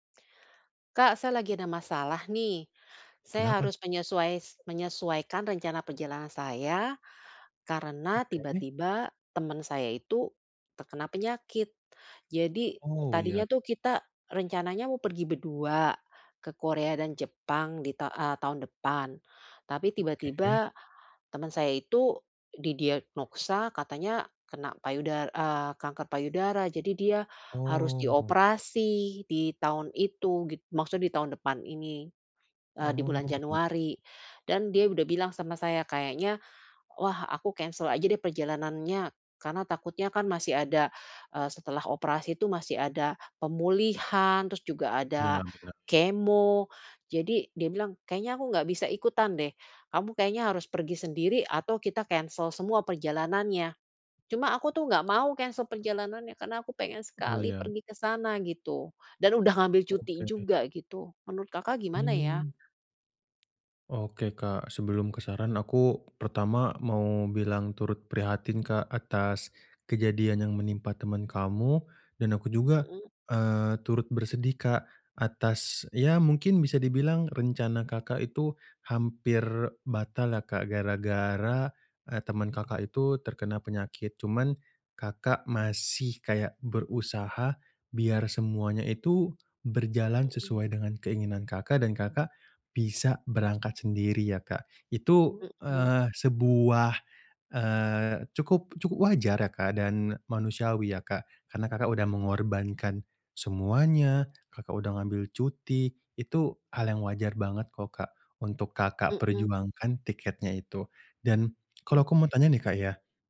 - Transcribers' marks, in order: other background noise; in English: "cancel"; in English: "cancel"; in English: "cancel"; tapping
- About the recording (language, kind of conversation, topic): Indonesian, advice, Bagaimana saya menyesuaikan rencana perjalanan saat terjadi hal-hal tak terduga?